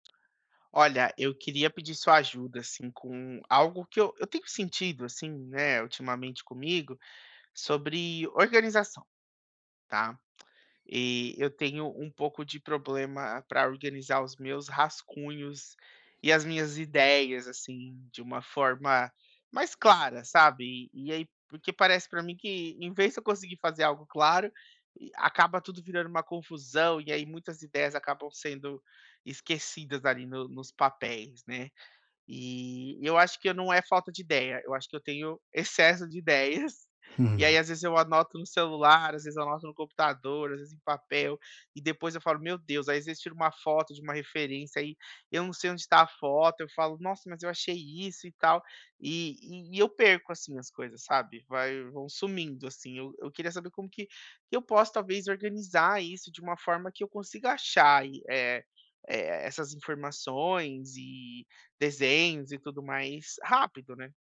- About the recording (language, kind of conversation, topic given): Portuguese, advice, Como posso organizar meus rascunhos e ideias de forma simples?
- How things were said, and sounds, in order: tapping; chuckle